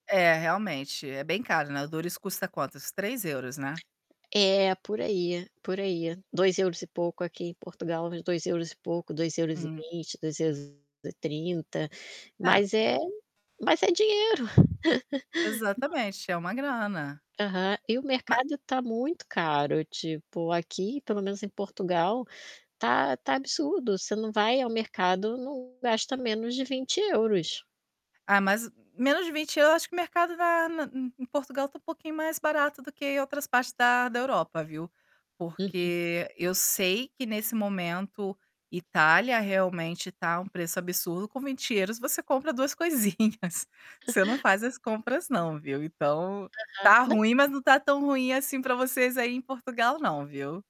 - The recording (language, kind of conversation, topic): Portuguese, advice, Como posso economizar com um salário instável?
- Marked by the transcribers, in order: unintelligible speech; static; tapping; distorted speech; laugh; other background noise; laughing while speaking: "coisinhas"; chuckle